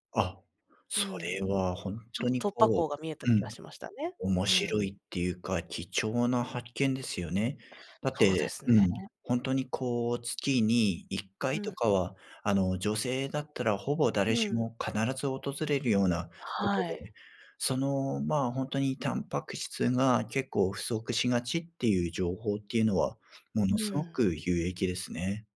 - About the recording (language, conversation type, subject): Japanese, podcast, 食欲の変化にどう向き合っていますか？
- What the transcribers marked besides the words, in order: other noise